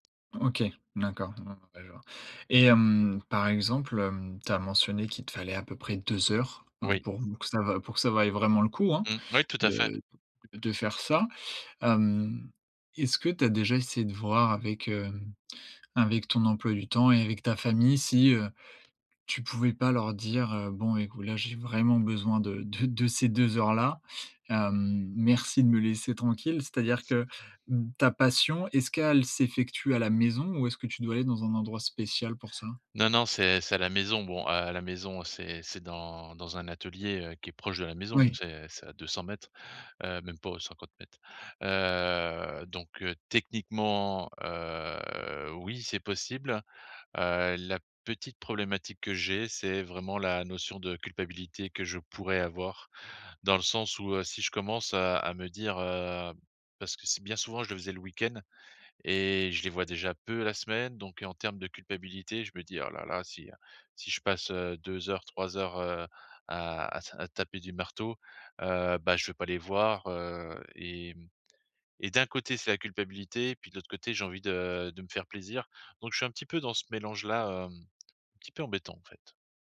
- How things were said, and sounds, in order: laughing while speaking: "de de de ces deux"; other background noise; drawn out: "Heu"; drawn out: "heu"
- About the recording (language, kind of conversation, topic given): French, advice, Comment trouver du temps pour mes passions malgré un emploi du temps chargé ?
- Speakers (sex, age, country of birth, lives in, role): male, 20-24, France, France, advisor; male, 50-54, France, France, user